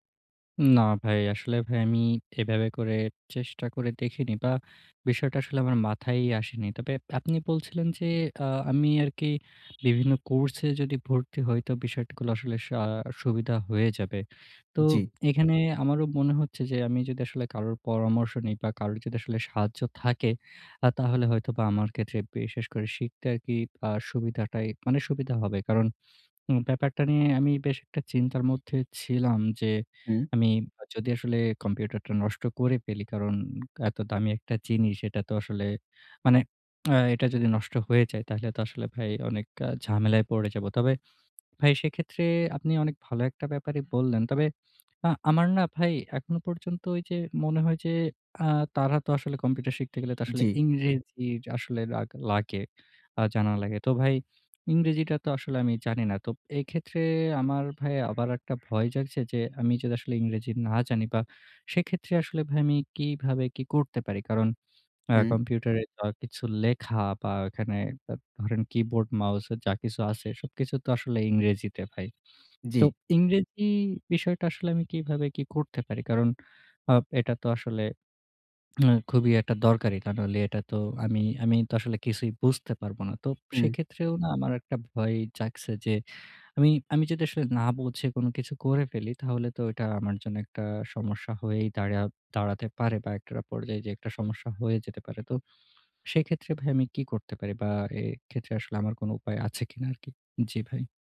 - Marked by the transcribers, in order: horn; "বিষয়গুলো" said as "বিষইয়াটগুলো"; lip smack; background speech; lip smack
- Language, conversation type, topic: Bengali, advice, ভয় ও সন্দেহ কাটিয়ে কীভাবে আমি আমার আগ্রহগুলো অনুসরণ করতে পারি?